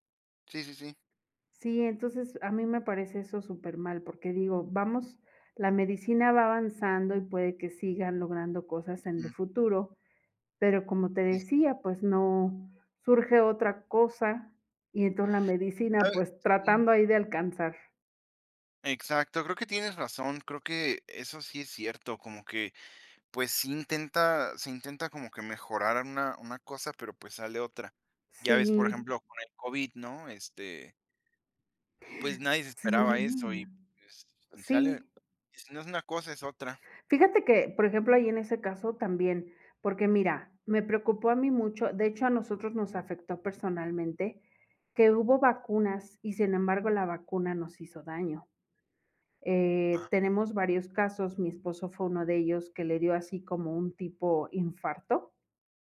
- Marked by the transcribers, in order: none
- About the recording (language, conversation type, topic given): Spanish, unstructured, ¿Cómo ha cambiado la vida con el avance de la medicina?